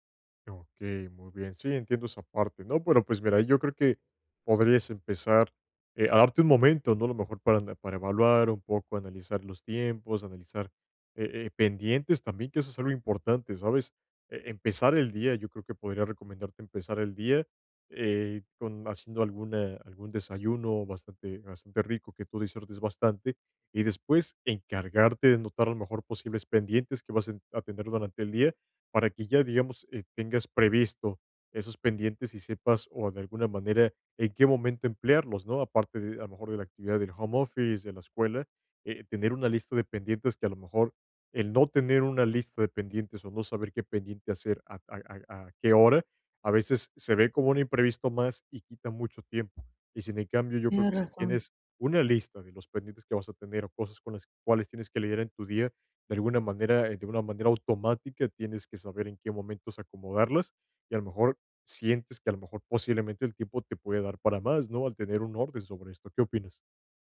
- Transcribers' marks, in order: none
- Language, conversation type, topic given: Spanish, advice, ¿Cómo puedo organizarme mejor cuando siento que el tiempo no me alcanza para mis hobbies y mis responsabilidades diarias?